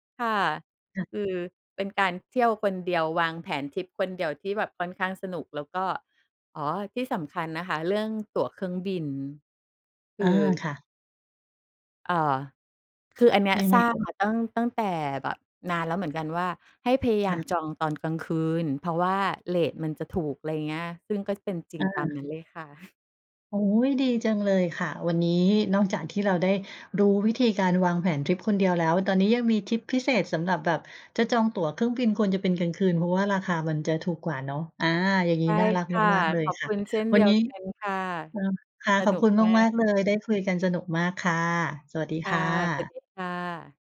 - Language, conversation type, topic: Thai, podcast, คุณควรเริ่มวางแผนทริปเที่ยวคนเดียวยังไงก่อนออกเดินทางจริง?
- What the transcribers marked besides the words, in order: chuckle